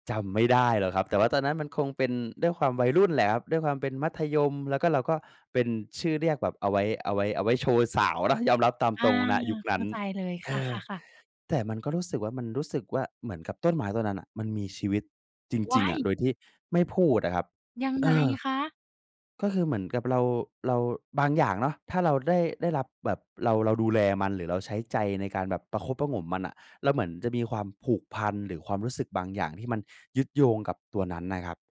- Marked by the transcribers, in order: none
- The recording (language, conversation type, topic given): Thai, podcast, มีวิธีง่ายๆ อะไรบ้างที่ช่วยให้เราใกล้ชิดกับธรรมชาติมากขึ้น?